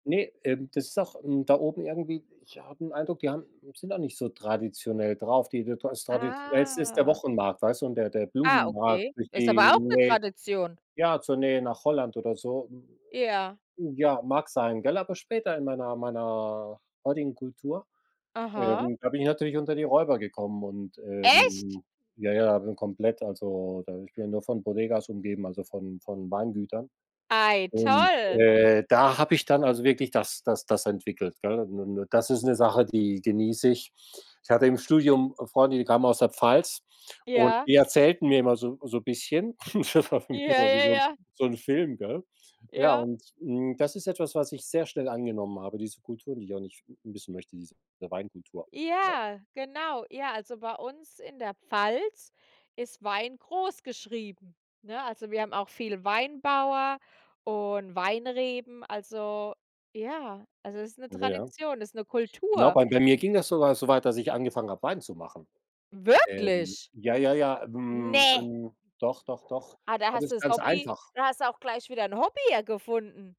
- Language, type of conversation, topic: German, unstructured, Welche Tradition aus deiner Kultur findest du besonders schön?
- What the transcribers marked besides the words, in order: drawn out: "Ah"; unintelligible speech; unintelligible speech; surprised: "Echt?"; chuckle; laughing while speaking: "Das war"; tapping; other background noise; surprised: "Wirklich?"